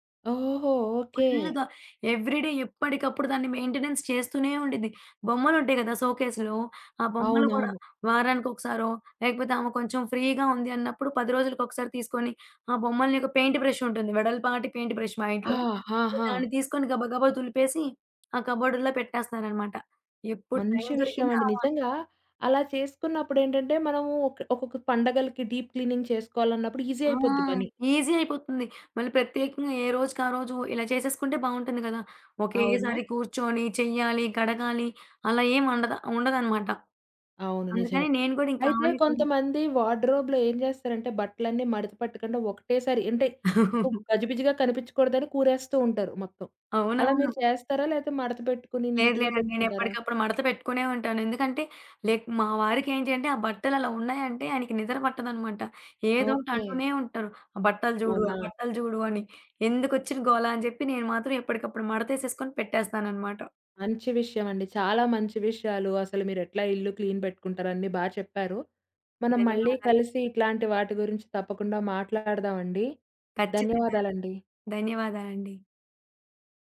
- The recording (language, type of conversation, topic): Telugu, podcast, 10 నిమిషాల్లో రోజూ ఇల్లు సర్దేసేందుకు మీ చిట్కా ఏమిటి?
- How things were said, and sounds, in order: in English: "ఎవ్రి డే"; in English: "మెయింటైనెన్స్"; in English: "సోకేస్‌లో"; in English: "ఫ్రీగా"; in English: "పెయింట్ బ్రష్"; in English: "పెయింట్ బ్రష్"; other background noise; in English: "డీప్ క్లీనింగ్"; in English: "ఈజీ"; in English: "ఈజీ"; in English: "వాడ్రో‌బ్‌లో"; chuckle; in English: "నీట్‌గా"; in English: "లైక్"; in English: "క్లీన్"